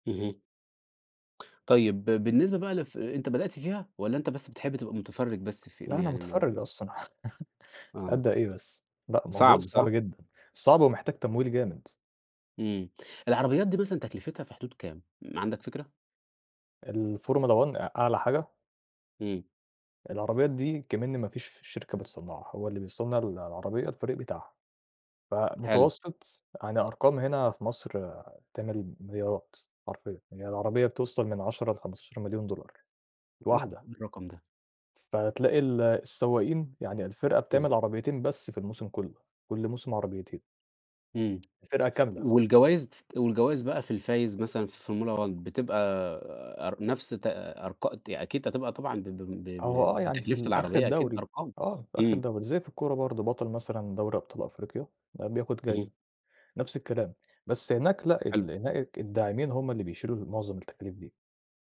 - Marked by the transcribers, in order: laugh; in English: "Oh"; tapping
- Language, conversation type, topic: Arabic, podcast, لو حد حب يجرب هوايتك، تنصحه يعمل إيه؟